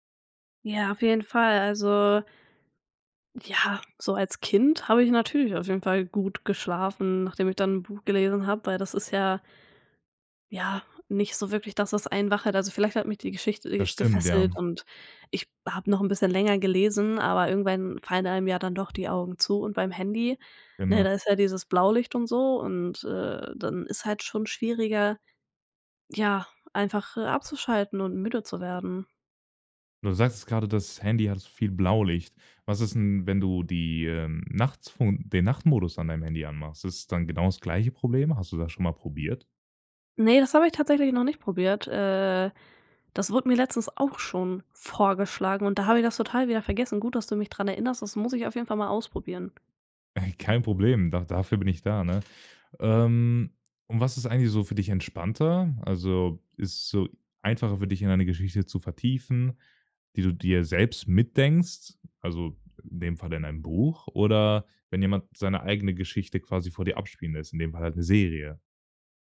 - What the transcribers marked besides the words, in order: chuckle; other background noise
- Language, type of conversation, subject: German, podcast, Welches Medium hilft dir besser beim Abschalten: Buch oder Serie?
- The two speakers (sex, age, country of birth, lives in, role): female, 20-24, Germany, Germany, guest; male, 18-19, Germany, Germany, host